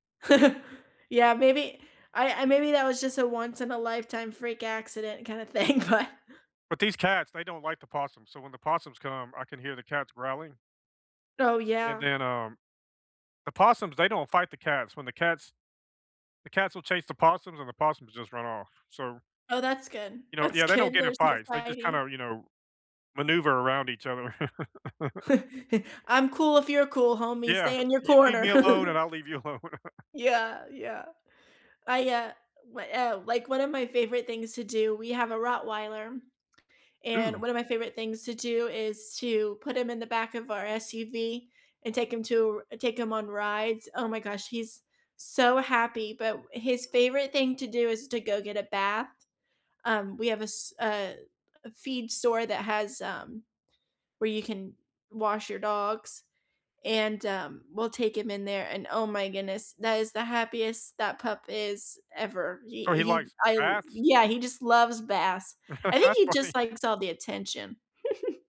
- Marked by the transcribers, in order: laugh; laughing while speaking: "thing, but"; laughing while speaking: "That's good"; chuckle; laugh; giggle; chuckle; swallow; laugh; laughing while speaking: "That's funny"; giggle
- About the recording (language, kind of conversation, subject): English, unstructured, What are some fun activities to do with pets?